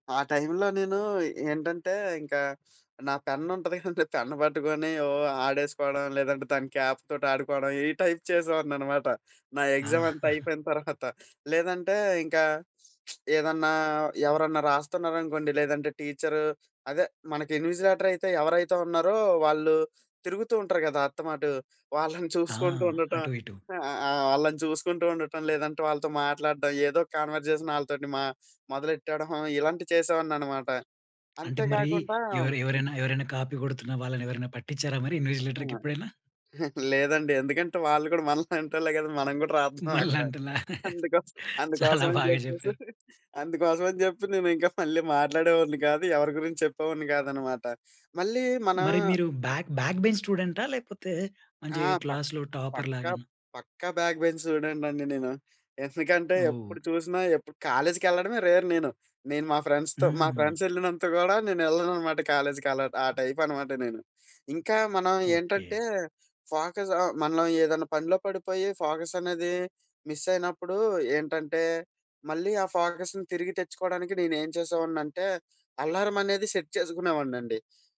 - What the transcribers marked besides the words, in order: sniff; chuckle; in English: "పెన్"; in English: "క్యాప్"; in English: "టైప్"; sniff; chuckle; sniff; lip smack; chuckle; in English: "కన్వర్జేషన్"; sniff; tapping; other noise; in English: "కాపీ"; laughing while speaking: "లేదండి. ఎందుకంటే వాళ్ళు కూడా మనలాంటోళ్లే … మళ్ళి మాట్లాడేవాడిని కాదు"; laughing while speaking: "మనలాంటోళ్లా? చాలా బాగా చెప్పారు"; other background noise; in English: "బ్యాక్, బ్యాక్ బెంచ్"; in English: "క్లాస్‌లో టాపర్"; in English: "బ్యాక్ బెంచ్"; in English: "రేర్"; in English: "ఫ్రెండ్స్‌తో"; in English: "ఫ్రెండ్స్"; in English: "కాలేజ్‌కి"; in English: "ఫోకస్"; in English: "ఫోకస్‌ని"; in English: "అలారం"; in English: "సెట్"
- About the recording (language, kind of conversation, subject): Telugu, podcast, పనిలో మళ్లీ దృష్టి కేంద్రీకరించేందుకు మీకు పనికొచ్చే చిన్న సూచనలు ఏవి?